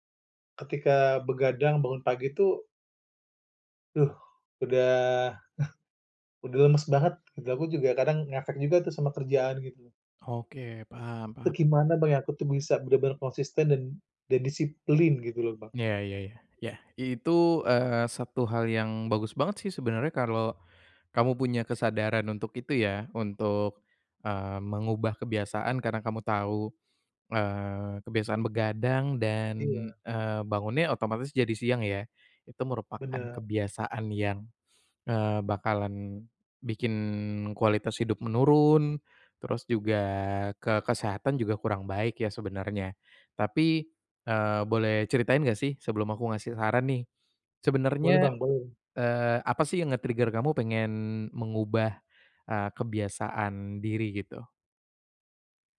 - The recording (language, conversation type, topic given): Indonesian, advice, Bagaimana cara membangun kebiasaan disiplin diri yang konsisten?
- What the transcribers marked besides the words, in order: other noise; tapping; in English: "nge-trigger"